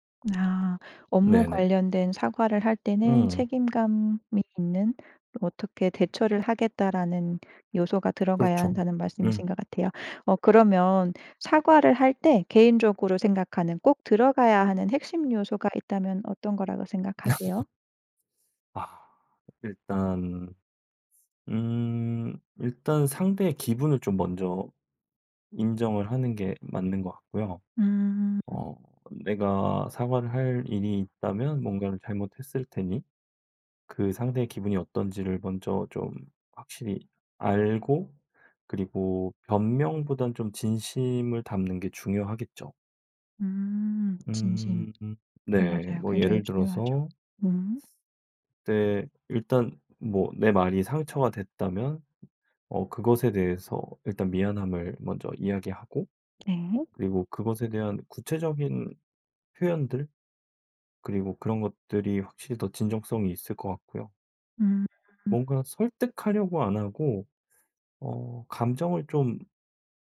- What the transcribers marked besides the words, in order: other background noise; laugh
- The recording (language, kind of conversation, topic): Korean, podcast, 사과할 때 어떤 말이 가장 효과적일까요?